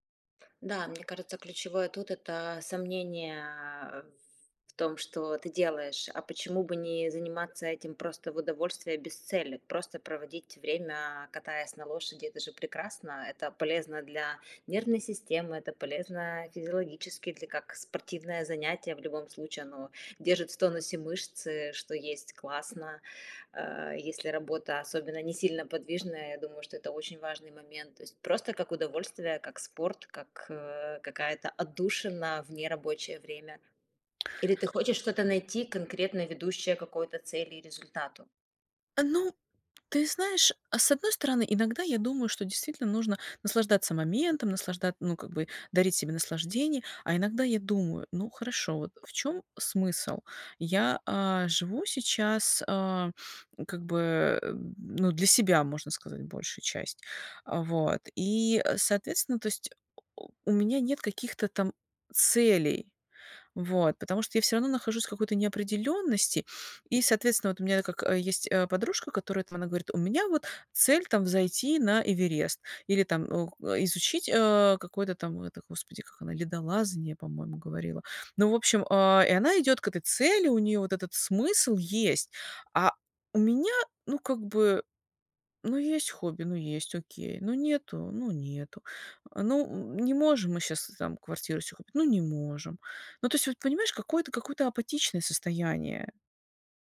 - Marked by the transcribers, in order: tapping; other background noise; sad: "ну, есть хобби - ну есть … ну не можем"
- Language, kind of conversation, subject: Russian, advice, Как найти смысл жизни вне карьеры?